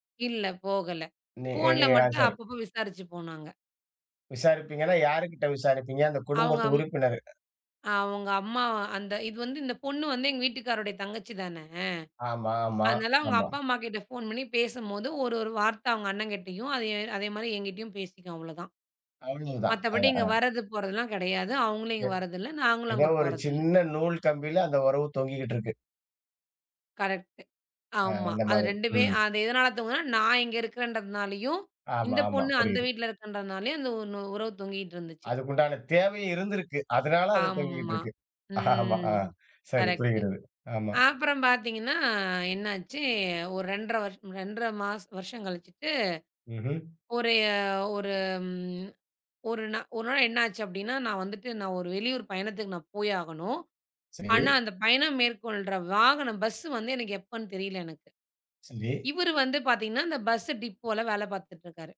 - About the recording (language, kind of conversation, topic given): Tamil, podcast, தீவிரமான மோதலுக்குப் பிறகு உரையாடலை மீண்டும் தொடங்க நீங்கள் எந்த வார்த்தைகளைப் பயன்படுத்துவீர்கள்?
- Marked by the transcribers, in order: tapping; unintelligible speech; unintelligible speech; "தொங்கிக்கிட்டு" said as "துங்கிட்டு"; drawn out: "ஆம்மா. ம்"; chuckle; other noise